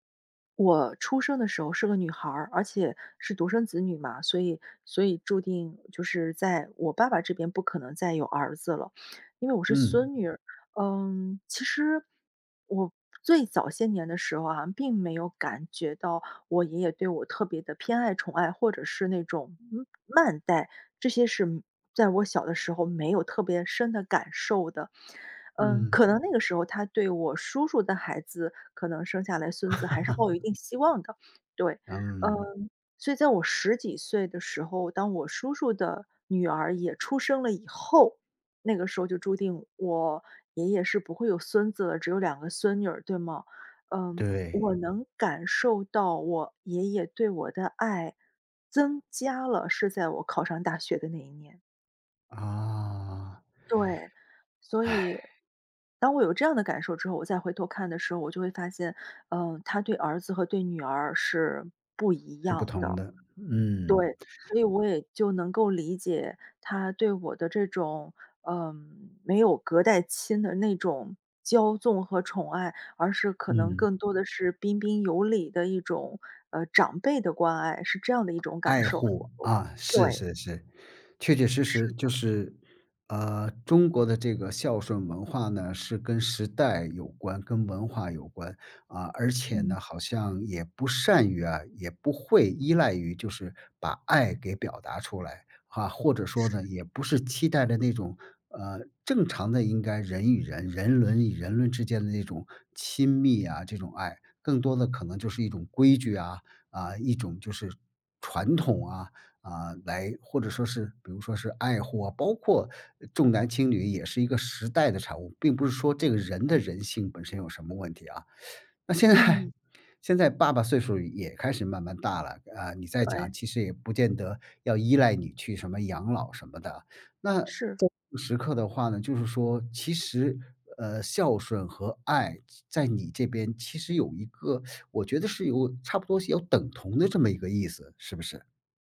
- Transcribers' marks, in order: other background noise; tapping; laugh; sigh; teeth sucking; laughing while speaking: "现在"; chuckle; teeth sucking
- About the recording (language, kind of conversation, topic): Chinese, podcast, 你怎么看待人们对“孝顺”的期待？